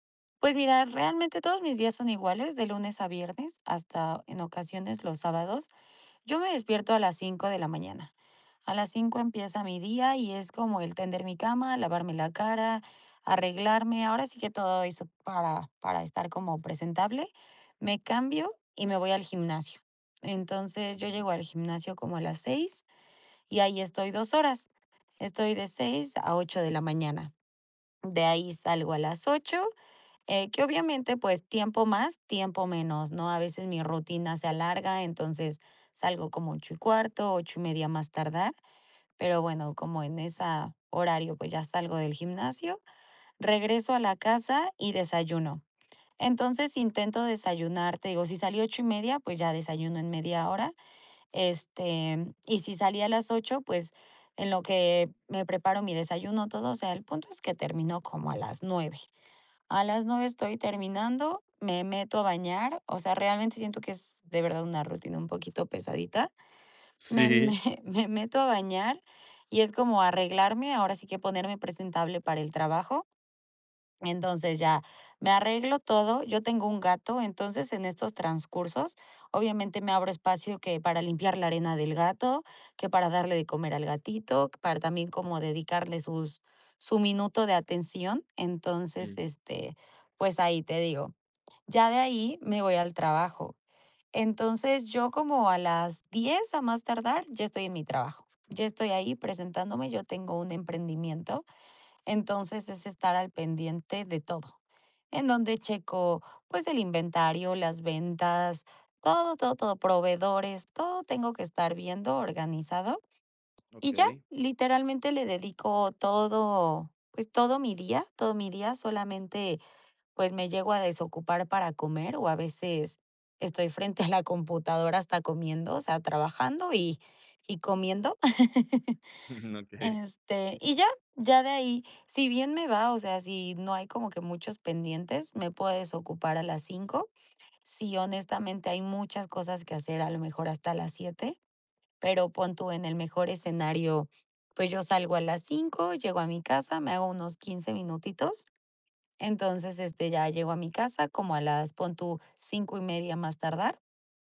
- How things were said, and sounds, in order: other noise; laughing while speaking: "me me meto"; chuckle; laughing while speaking: "Okey"
- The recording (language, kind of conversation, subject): Spanish, advice, ¿Cómo puedo encontrar tiempo para mis hobbies y para el ocio?